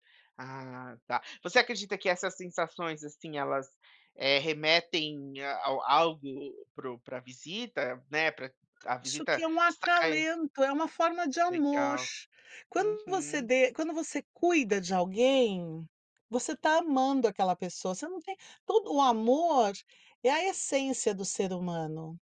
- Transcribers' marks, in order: tapping
- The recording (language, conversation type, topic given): Portuguese, podcast, Como se pratica hospitalidade na sua casa?